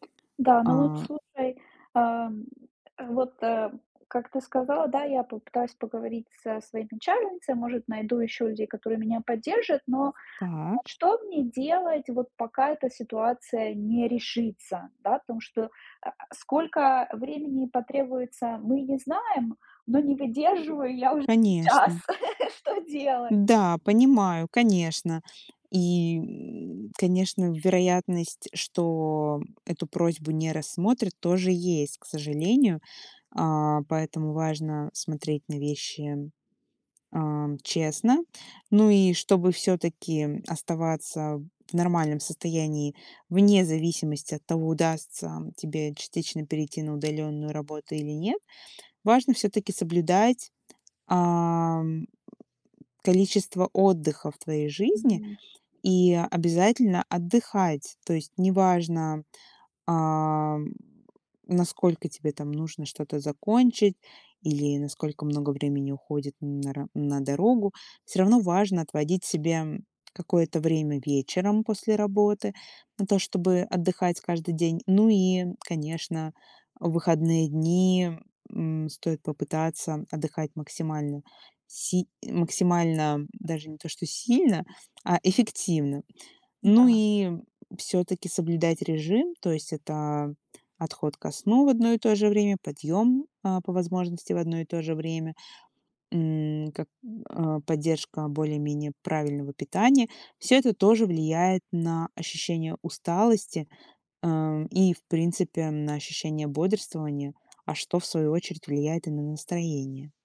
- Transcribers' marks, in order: laugh
- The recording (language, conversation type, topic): Russian, advice, Почему повседневная рутина кажется вам бессмысленной и однообразной?